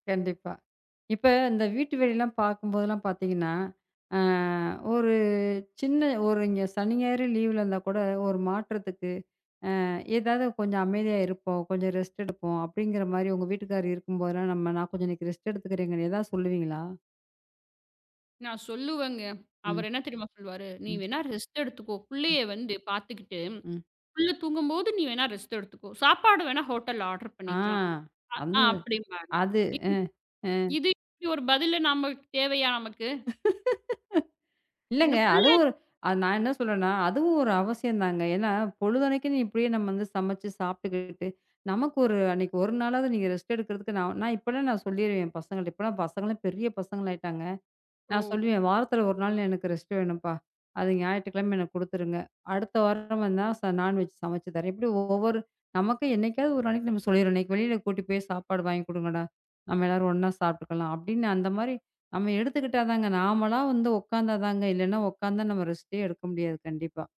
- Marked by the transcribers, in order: in English: "ரெஸ்ட்"; tapping; in English: "ரெஸ்ட்"; in English: "ரெஸ்ட்"; in English: "ரெஸ்ட்"; in English: "ஹோட்டல்ல ஆர்டர்"; laugh; in English: "ரெஸ்ட்"; in English: "ரெஸ்ட்"; in English: "ரெஸ்டே"
- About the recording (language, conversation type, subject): Tamil, podcast, ஒரு புதிதாகப் பிறந்த குழந்தை வந்தபிறகு உங்கள் வேலை மற்றும் வீட்டின் அட்டவணை எப்படி மாற்றமடைந்தது?